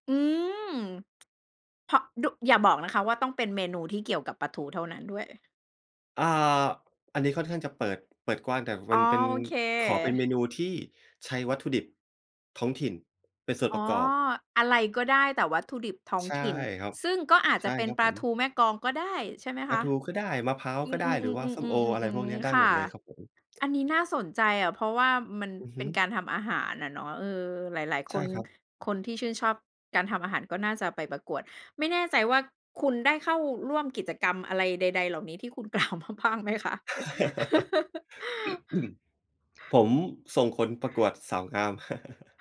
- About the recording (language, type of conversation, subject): Thai, podcast, คุณช่วยเล่าเรื่องเทศกาลในชุมชนที่คุณชอบให้ฟังได้ไหม?
- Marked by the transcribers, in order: tsk; tapping; laughing while speaking: "กล่าวมาบ้างไหมคะ ?"; laugh; throat clearing; laugh; chuckle